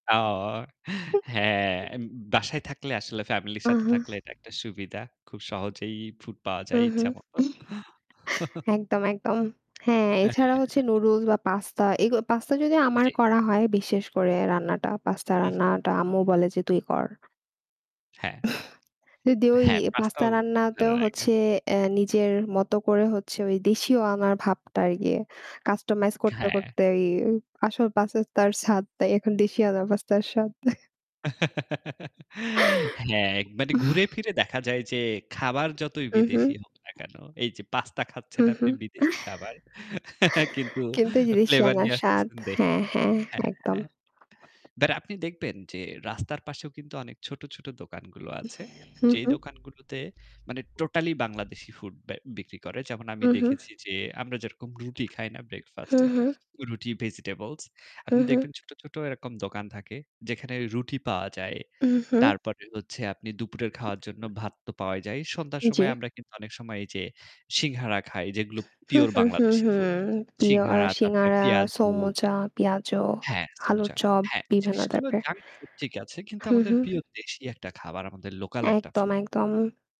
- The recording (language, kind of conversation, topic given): Bengali, unstructured, তুমি কি মনে করো স্থানীয় খাবার খাওয়া ভালো, নাকি বিদেশি খাবার?
- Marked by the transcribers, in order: chuckle; chuckle; tapping; "পাস্তার" said as "পাসাস্তার"; laugh; chuckle; mechanical hum; "সিংগারা" said as "সিংহারা"; "প্রিয়" said as "পিয়"; "সিংগারা" said as "সিংহারা"; static